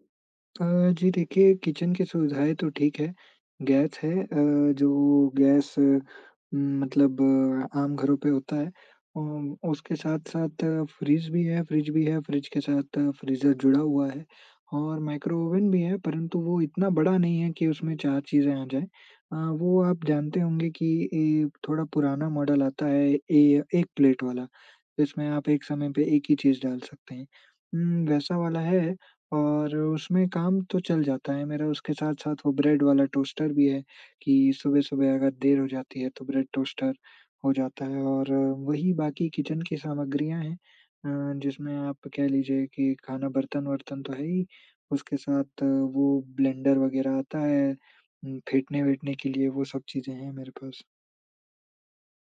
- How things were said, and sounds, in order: in English: "किचन"; in English: "फ्रीज़र"; in English: "माइक्रो ओवन"; in English: "मॉडल"; in English: "टोस्टर"; in English: "टोस्टर"; in English: "किचन"; in English: "ब्लेंडर"
- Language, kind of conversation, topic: Hindi, advice, खाना बनाना नहीं आता इसलिए स्वस्थ भोजन तैयार न कर पाना